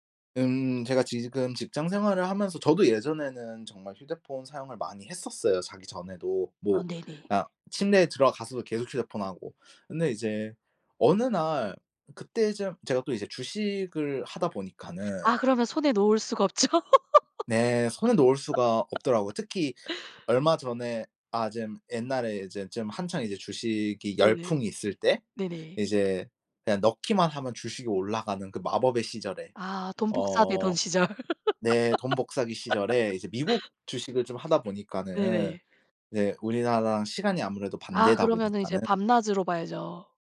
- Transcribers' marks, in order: other background noise; laugh; laugh
- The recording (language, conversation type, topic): Korean, podcast, 한 가지 습관이 삶을 바꾼 적이 있나요?